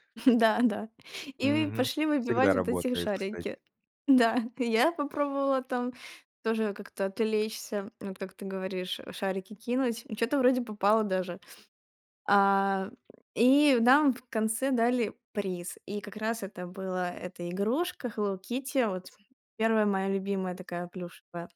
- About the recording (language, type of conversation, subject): Russian, podcast, Помнишь свою любимую игрушку и историю, связанную с ней?
- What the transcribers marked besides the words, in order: chuckle; chuckle